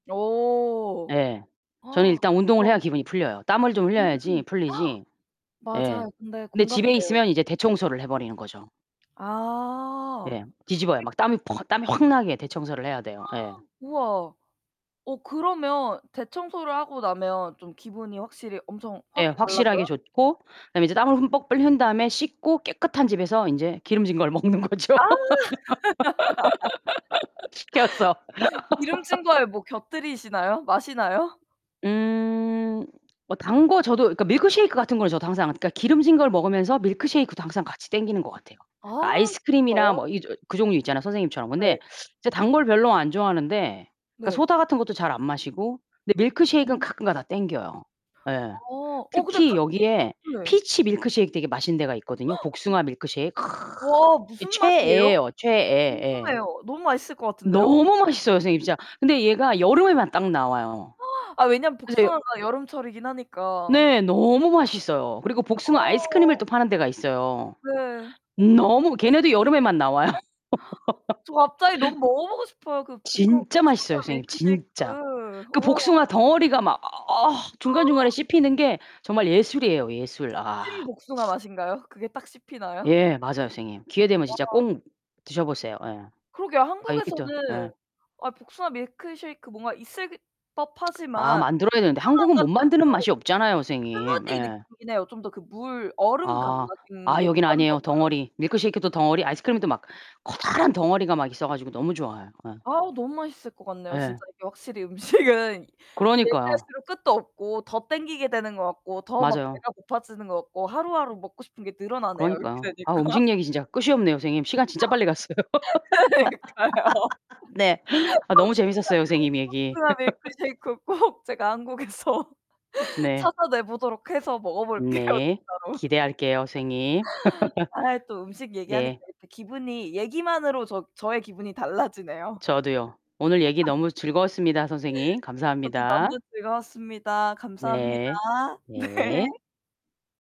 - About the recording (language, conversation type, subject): Korean, unstructured, 음식 때문에 기분이 달라진 적이 있나요?
- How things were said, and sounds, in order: gasp; unintelligible speech; distorted speech; gasp; other background noise; unintelligible speech; gasp; laugh; laughing while speaking: "먹는 거죠. 시켜서"; laugh; tapping; gasp; unintelligible speech; other noise; gasp; gasp; laugh; gasp; "꼭" said as "꽁"; tsk; laughing while speaking: "음식은"; laughing while speaking: "이렇게 되니까"; laugh; laughing while speaking: "그러니까요. 복숭아"; laugh; laughing while speaking: "갔어요"; laugh; laughing while speaking: "꼭 제가 한국에서 찾아내 보도록 해서 먹어볼게요 진짜로"; laugh; laugh; laugh; laughing while speaking: "네"